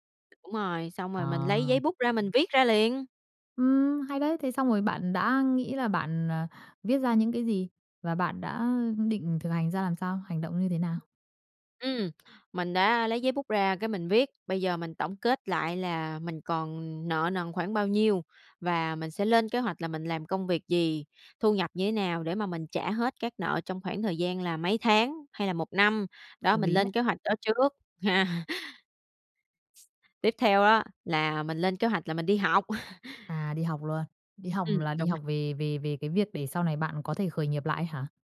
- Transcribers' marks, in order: tapping; laughing while speaking: "ha"; laugh
- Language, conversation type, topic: Vietnamese, podcast, Khi thất bại, bạn thường làm gì trước tiên để lấy lại tinh thần?